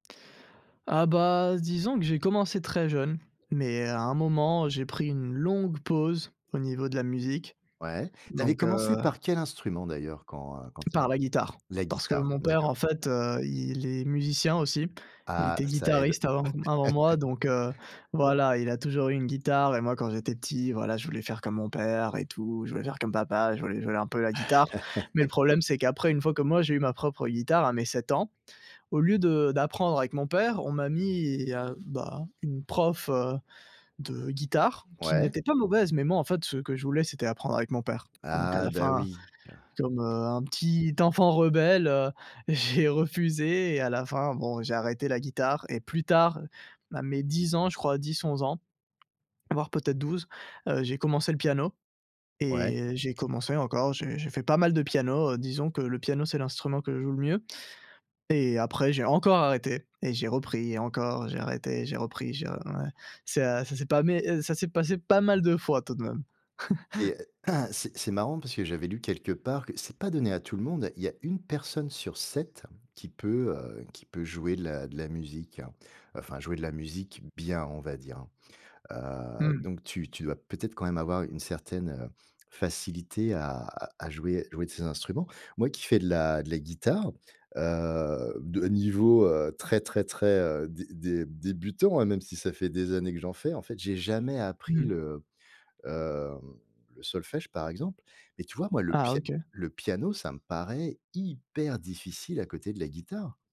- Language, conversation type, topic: French, podcast, Quel rôle la musique joue-t-elle dans ton attention ?
- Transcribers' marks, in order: other background noise; stressed: "longue"; laugh; laugh; laughing while speaking: "j'ai refusé"; stressed: "encore"; "passé" said as "pamé"; chuckle; throat clearing; stressed: "bien"; stressed: "hyper"